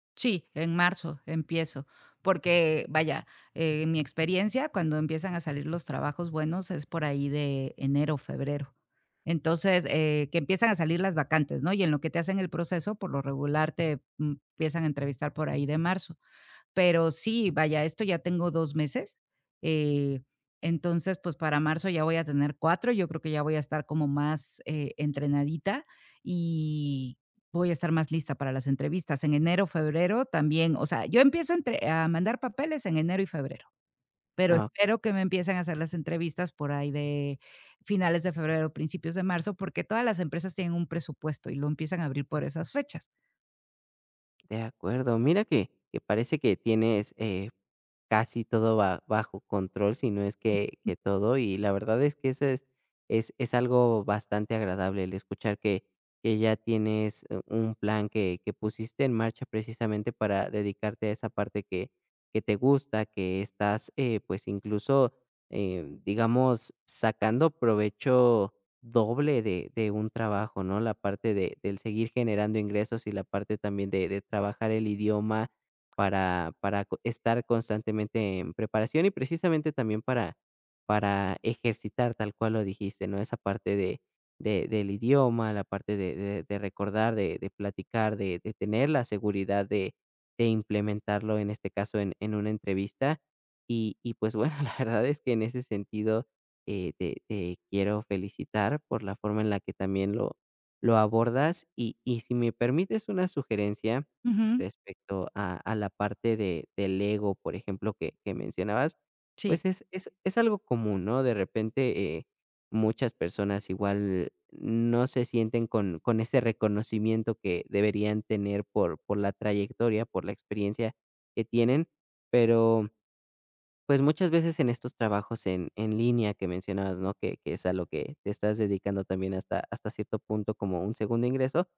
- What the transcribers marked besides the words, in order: tapping; other noise; laughing while speaking: "bueno, la verdad"
- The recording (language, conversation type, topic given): Spanish, advice, Miedo a dejar una vida conocida